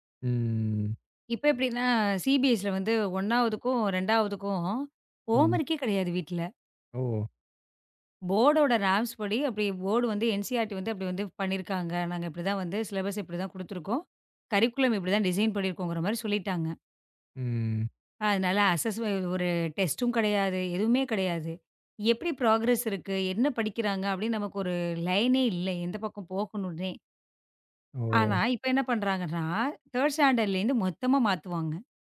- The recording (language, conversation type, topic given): Tamil, podcast, குழந்தைகளை படிப்பில் ஆர்வம் கொள்ளச் செய்வதில் உங்களுக்கு என்ன அனுபவம் இருக்கிறது?
- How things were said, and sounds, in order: drawn out: "ம்"; in English: "சிபிஎஸ்சி"; in English: "ஹோம் வொர்க்"; in English: "போர்ட்"; in English: "ராம்ப்ஸ்"; in English: "போர்ட்"; in English: "என்சிஏஆர்டீ"; in English: "சிலபஸ்"; in English: "கரிக்குளம்"; in English: "டிசைன்"; drawn out: "ம்"; in English: "அஸ்ஸஸ்"; in English: "டெஸ்ட்டும்"; in English: "ப்ரோக்ராஸ்"; in English: "லைனே"; in English: "தர்ட் ஸ்டாண்டர்ட்லே"